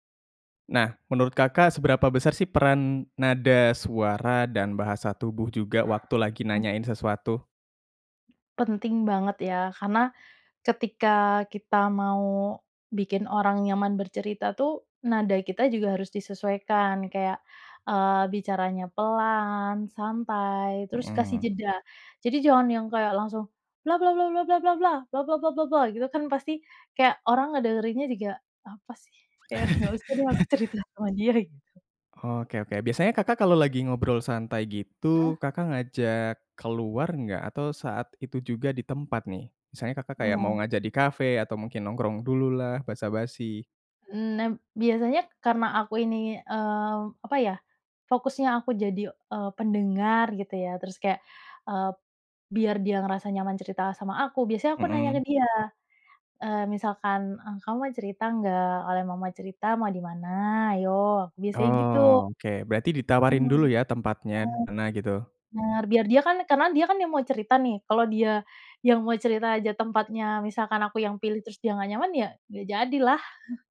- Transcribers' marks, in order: dog barking; laughing while speaking: "Kayak, Nggak usah deh aku cerita sama dia"; laugh; unintelligible speech; chuckle
- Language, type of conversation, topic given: Indonesian, podcast, Bagaimana cara mengajukan pertanyaan agar orang merasa nyaman untuk bercerita?